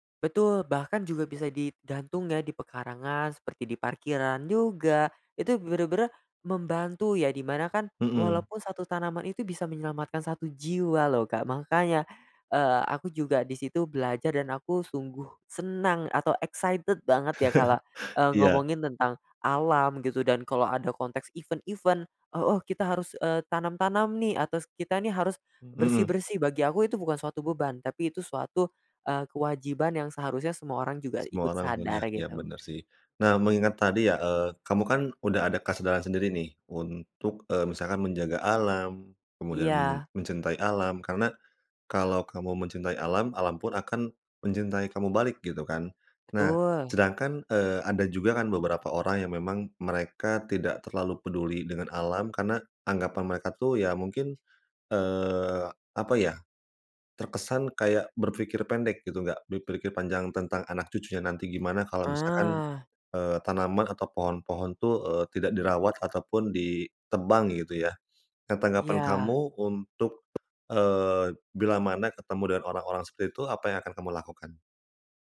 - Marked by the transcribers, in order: in English: "excited"; chuckle; in English: "event-event"; other background noise
- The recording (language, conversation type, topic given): Indonesian, podcast, Ceritakan pengalaman penting apa yang pernah kamu pelajari dari alam?